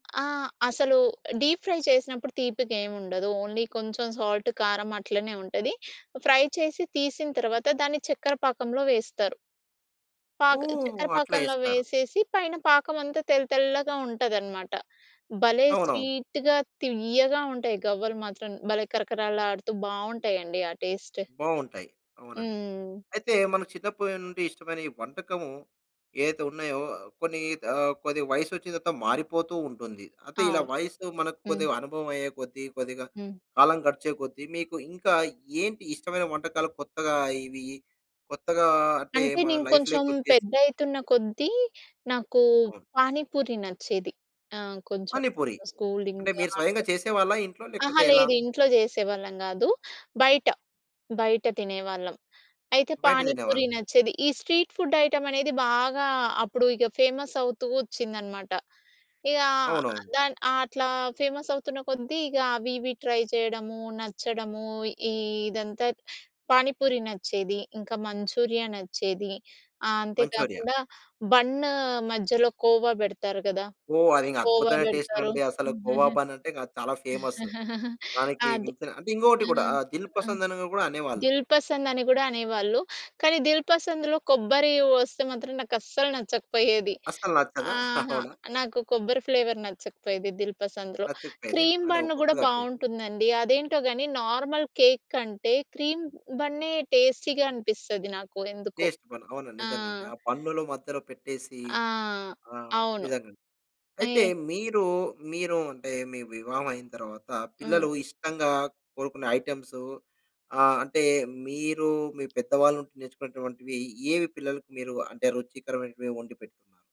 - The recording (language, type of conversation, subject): Telugu, podcast, చిన్నప్పుడు మీకు అత్యంత ఇష్టమైన వంటకం ఏది?
- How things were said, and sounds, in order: in English: "డీప్ ఫ్రై"; in English: "ఓన్లీ"; in English: "సాల్ట్"; in English: "ఫ్రై"; in English: "స్వీట్‌గా"; in English: "టేస్ట్"; in English: "లైఫ్‌లోకొచ్చేసి"; in English: "స్ట్రీట్ ఫుడ్ ఐటెమ్"; in English: "ఫేమస్"; in English: "ఫేమస్"; in English: "ట్రై"; in English: "టేస్ట్"; laugh; in English: "ఫేమస్"; in English: "ఫ్లేవర్"; chuckle; in English: "క్రీమ్"; in English: "టేస్ట్"; in English: "నార్మల్"; in English: "టేస్టీగా"; in English: "టెస్ట్"; in English: "ఐటెమ్స్"